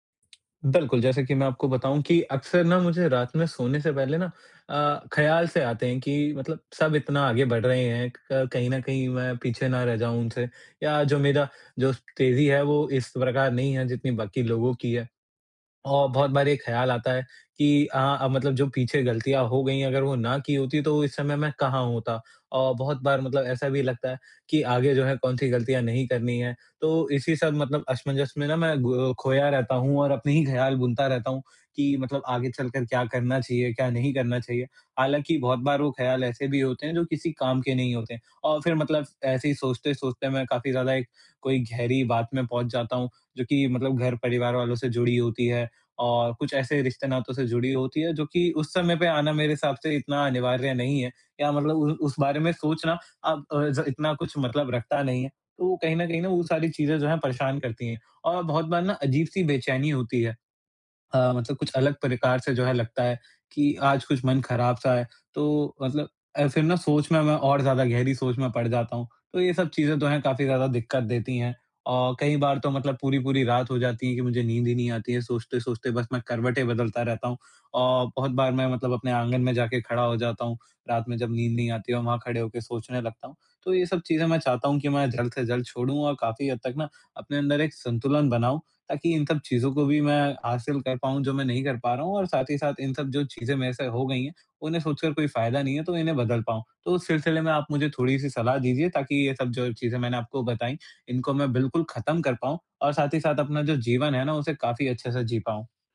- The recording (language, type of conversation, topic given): Hindi, advice, सोने से पहले रोज़मर्रा की चिंता और तनाव जल्दी कैसे कम करूँ?
- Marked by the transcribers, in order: tapping